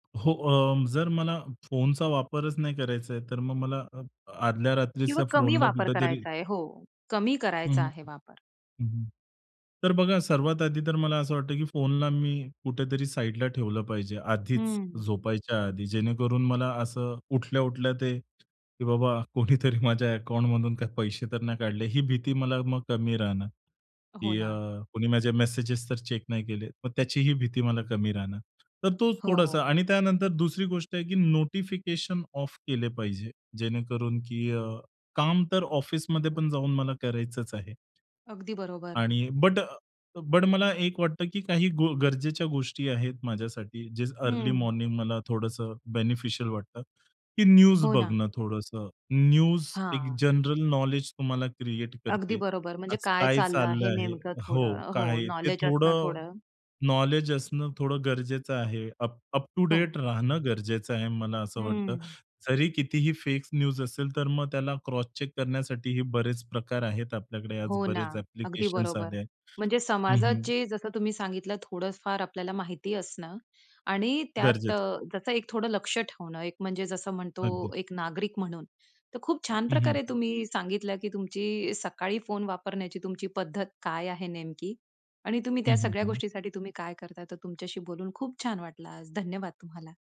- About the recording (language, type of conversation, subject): Marathi, podcast, सकाळी फोन वापरण्याची तुमची पद्धत काय आहे?
- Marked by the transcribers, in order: other noise; other background noise; tapping; laughing while speaking: "कोणीतरी"; in English: "चेक"; in English: "ऑफ"; in English: "न्यूज"; in English: "न्यूज"; in English: "न्यूज"; in English: "क्रॉस चेक"